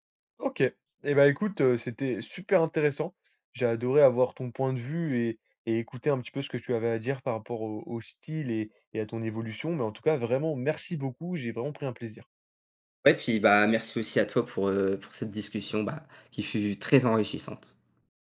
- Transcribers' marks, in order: other background noise
- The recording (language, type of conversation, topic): French, podcast, Comment ton style vestimentaire a-t-il évolué au fil des années ?